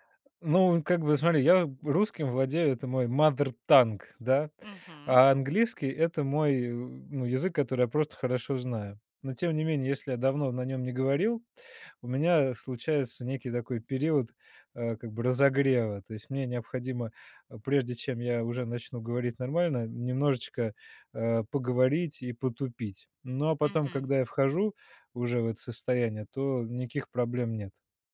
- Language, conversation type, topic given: Russian, podcast, Как знание языка влияет на ваше самоощущение?
- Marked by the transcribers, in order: in English: "mother tongue"